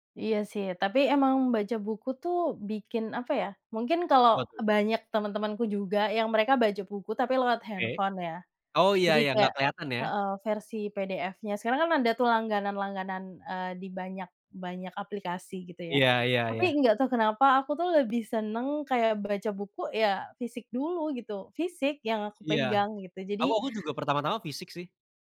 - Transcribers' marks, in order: none
- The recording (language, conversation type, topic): Indonesian, unstructured, Apa hal paling menyenangkan yang terjadi dalam rutinitasmu akhir-akhir ini?